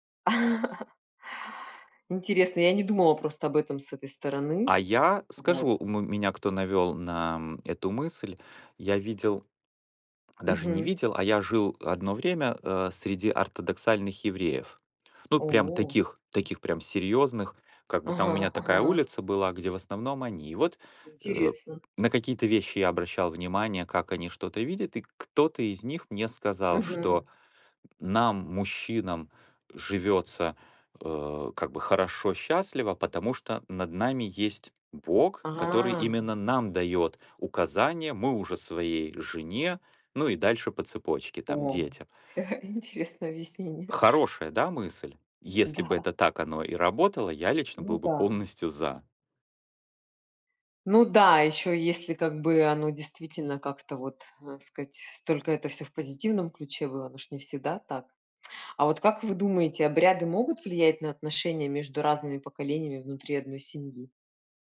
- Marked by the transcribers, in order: chuckle; tapping; other background noise; chuckle; laughing while speaking: "Да"; lip smack
- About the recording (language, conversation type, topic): Russian, unstructured, Как религиозные обряды объединяют людей?